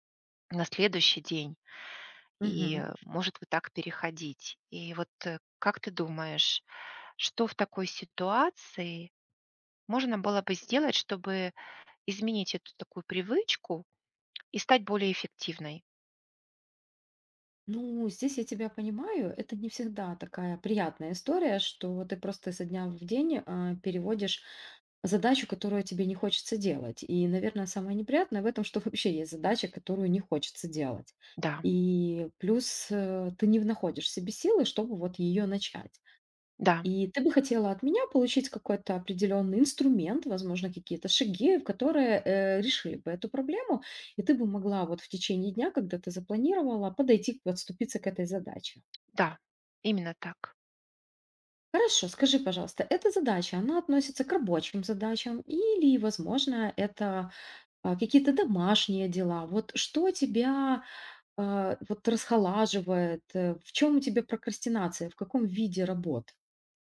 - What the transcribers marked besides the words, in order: tapping
- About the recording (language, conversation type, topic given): Russian, advice, Как справиться с постоянной прокрастинацией, из-за которой вы не успеваете вовремя завершать важные дела?